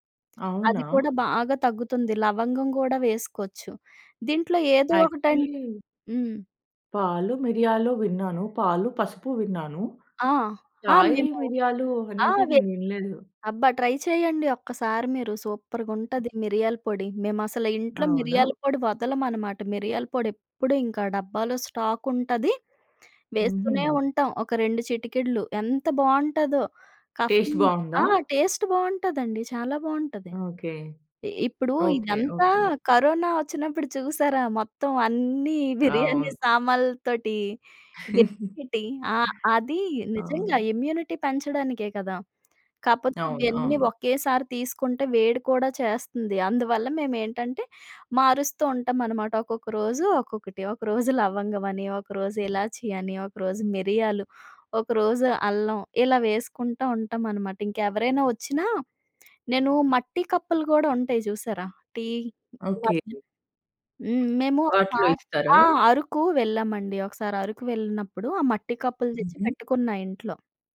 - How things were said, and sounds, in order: in English: "యాక్చువలి"; other background noise; unintelligible speech; in English: "ట్రై"; in English: "సూప్పర్‌గా"; in English: "స్టాక్"; in English: "టేస్ట్"; in English: "జెమినీ-టీ"; giggle; in English: "ఇమ్యూనిటీ"; laughing while speaking: "ఒకరోజు లవంగం"; lip smack; lip smack; unintelligible speech; unintelligible speech; other noise
- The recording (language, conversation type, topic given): Telugu, podcast, ప్రతిరోజు కాఫీ లేదా చాయ్ మీ దినచర్యను ఎలా మార్చేస్తుంది?